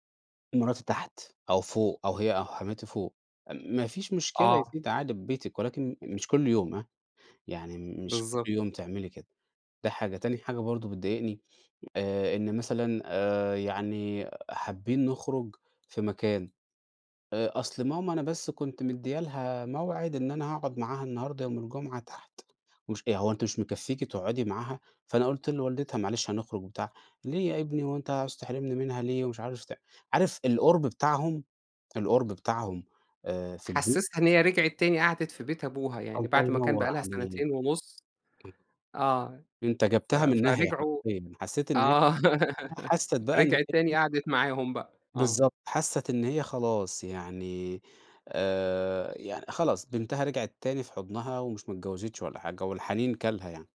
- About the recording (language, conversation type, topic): Arabic, advice, إزاي أحط حدود واضحة مع حماتي/حمايا بخصوص الزيارات والتدخل؟
- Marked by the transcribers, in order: tapping; other background noise; laughing while speaking: "آه"; unintelligible speech